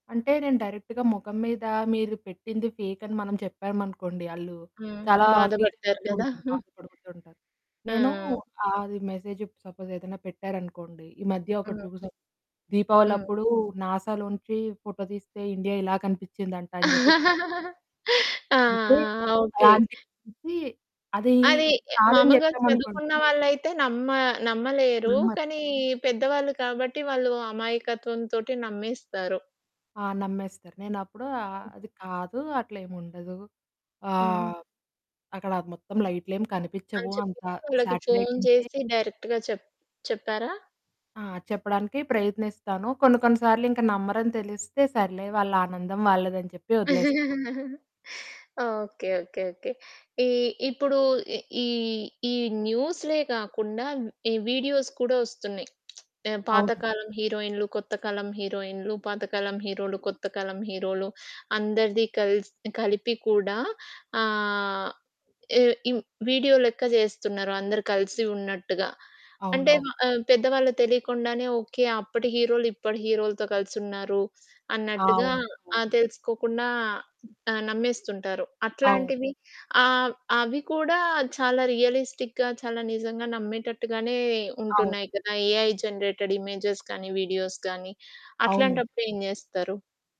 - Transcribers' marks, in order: static; in English: "డైరెక్ట్‌గా"; in English: "ఫేక్"; chuckle; other background noise; in English: "సపోజ్"; chuckle; unintelligible speech; distorted speech; in English: "శాటిలైట్"; in English: "డైరెక్ట్‌గా"; chuckle; in English: "వీడియోస్"; in English: "రియలిస్టిక్‌గా"; in English: "ఏఐ జనరేటెడ్ ఇమేజెస్"; in English: "వీడియోస్"
- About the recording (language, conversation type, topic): Telugu, podcast, వాట్సాప్ గ్రూపుల్లో వచ్చే సమాచారాన్ని మీరు ఎలా వడపోసి నిజానిజాలు తెలుసుకుంటారు?